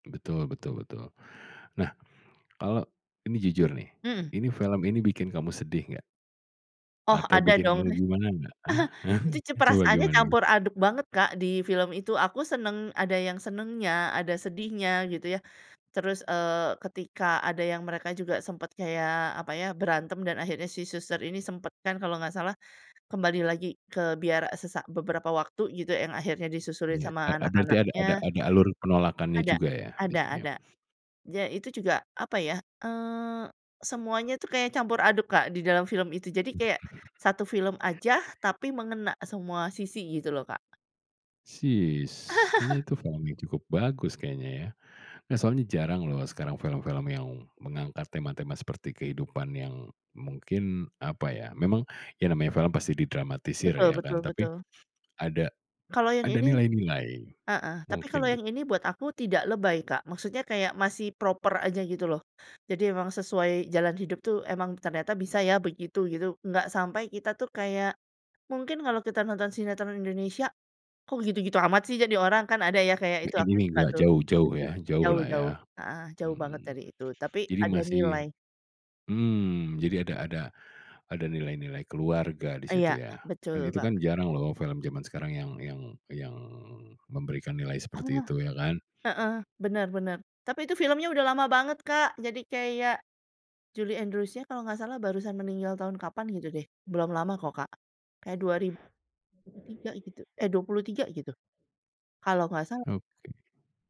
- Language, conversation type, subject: Indonesian, podcast, Film apa yang pernah membuatmu ingin melarikan diri sejenak dari kenyataan?
- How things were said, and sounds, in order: chuckle; laughing while speaking: "hah"; other background noise; in English: "scene-nya?"; tapping; chuckle; in English: "proper"